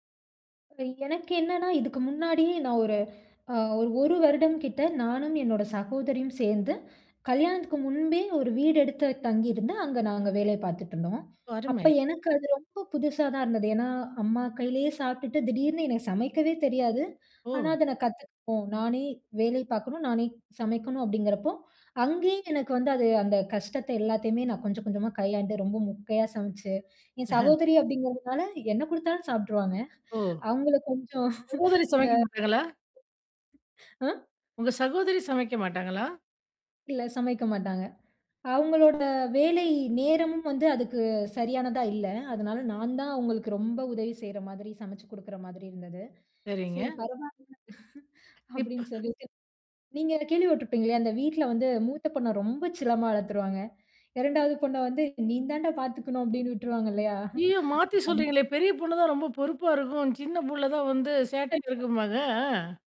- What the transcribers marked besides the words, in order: chuckle; other background noise; other noise; chuckle; chuckle; tapping; chuckle; unintelligible speech
- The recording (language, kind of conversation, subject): Tamil, podcast, வேலைக்கும் வீட்டுக்கும் இடையிலான எல்லையை நீங்கள் எப்படிப் பராமரிக்கிறீர்கள்?